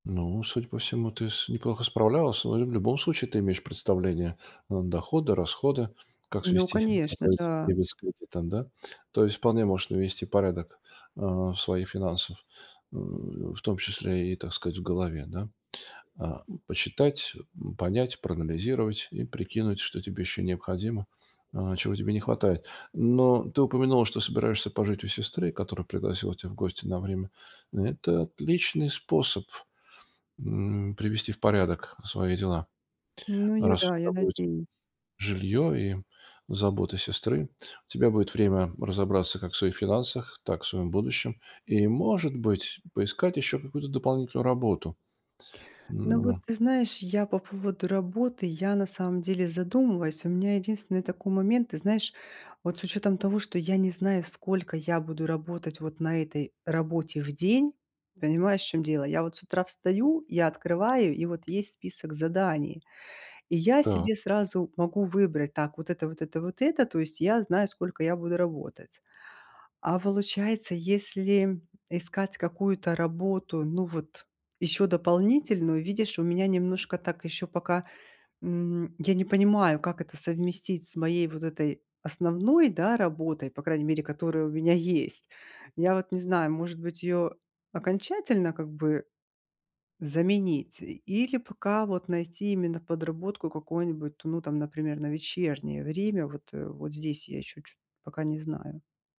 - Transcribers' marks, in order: tapping; other background noise
- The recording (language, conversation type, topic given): Russian, advice, Как мне справиться с ощущением, что я теряю контроль над будущим из‑за финансовой нестабильности?